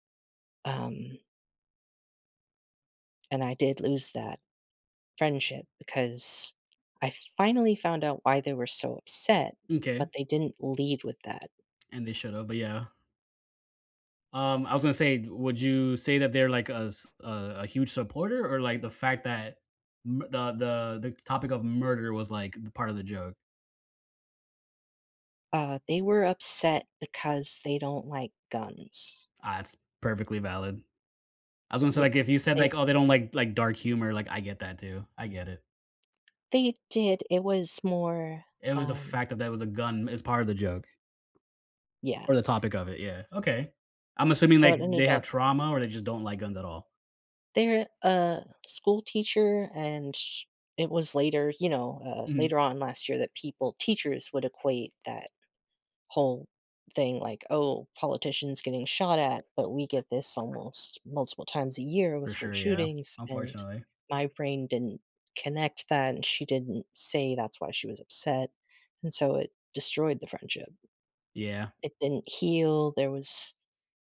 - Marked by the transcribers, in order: sad: "and I did lose that friendship"; other animal sound; tapping; other background noise
- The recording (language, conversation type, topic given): English, unstructured, What worries you most about losing a close friendship because of a misunderstanding?
- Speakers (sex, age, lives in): male, 30-34, United States; male, 35-39, United States